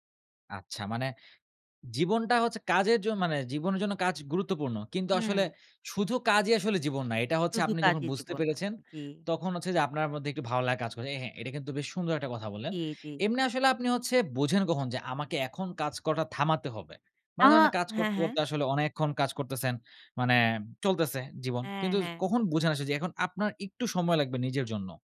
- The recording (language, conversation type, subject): Bengali, podcast, কাজকে জীবনের একমাত্র মাপকাঠি হিসেবে না রাখার উপায় কী?
- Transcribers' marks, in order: tapping; "মানে" said as "মানেম"; "কিন্তু" said as "কিন্তুস"